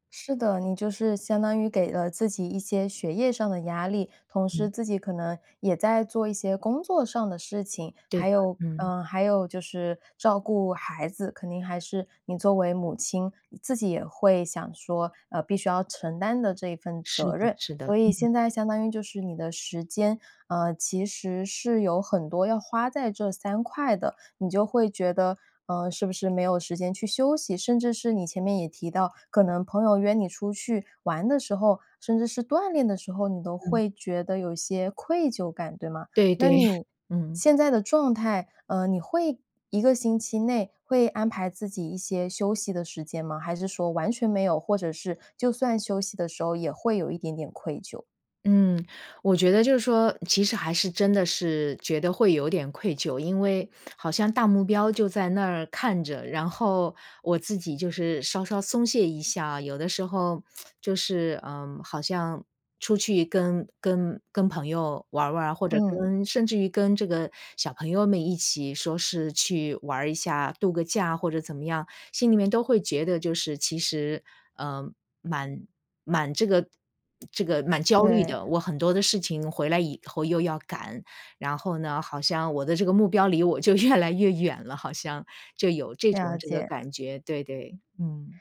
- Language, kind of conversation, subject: Chinese, advice, 如何在保持自律的同时平衡努力与休息，而不对自己过于苛刻？
- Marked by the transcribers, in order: other background noise; chuckle; lip smack; laughing while speaking: "就越来越远了，好像"